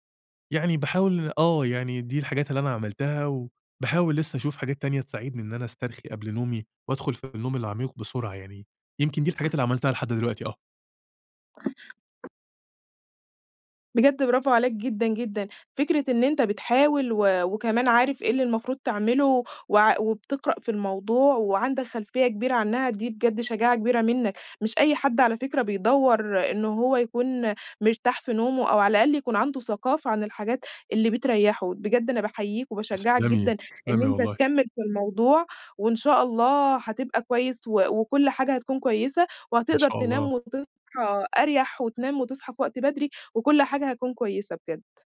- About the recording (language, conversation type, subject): Arabic, advice, إزاي أقدر ألتزم بروتين للاسترخاء قبل النوم؟
- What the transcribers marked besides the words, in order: other background noise; tapping